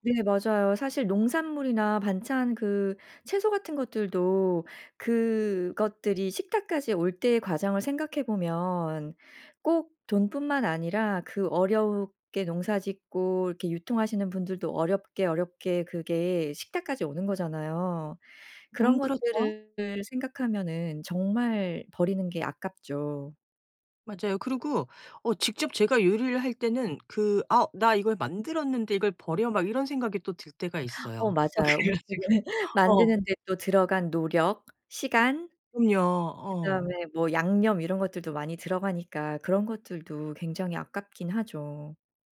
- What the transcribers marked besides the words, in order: gasp; laughing while speaking: "어 그래 가지고"; laughing while speaking: "음식을"
- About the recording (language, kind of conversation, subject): Korean, podcast, 음식물 쓰레기를 줄이는 현실적인 방법이 있을까요?